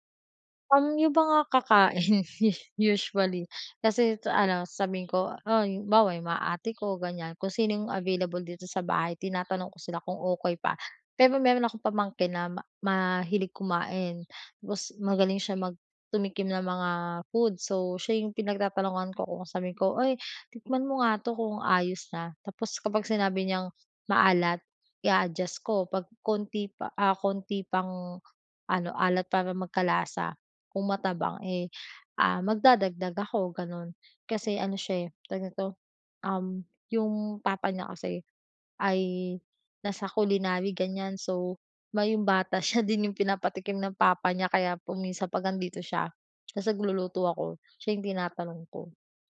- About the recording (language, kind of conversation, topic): Filipino, advice, Paano ako mas magiging kumpiyansa sa simpleng pagluluto araw-araw?
- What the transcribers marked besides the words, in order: chuckle